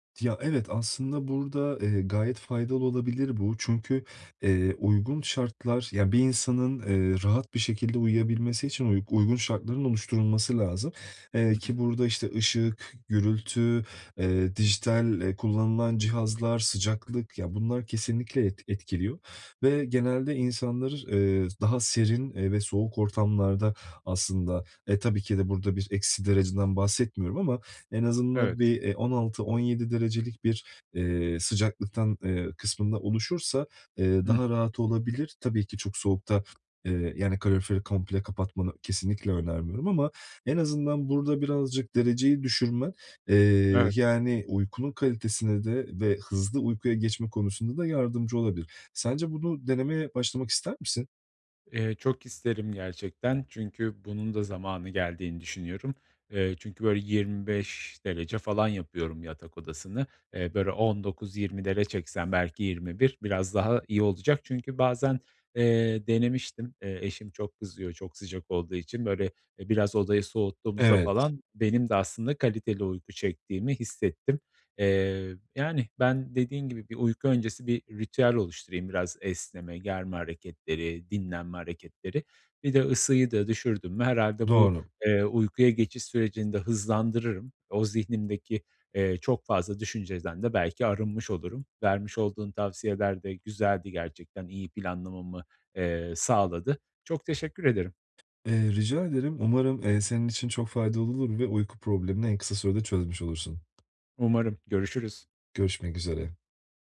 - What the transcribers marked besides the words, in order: other background noise
- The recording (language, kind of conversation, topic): Turkish, advice, Uyumadan önce zihnimi sakinleştirmek için hangi basit teknikleri deneyebilirim?
- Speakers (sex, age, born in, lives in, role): male, 30-34, Turkey, Portugal, advisor; male, 35-39, Turkey, Poland, user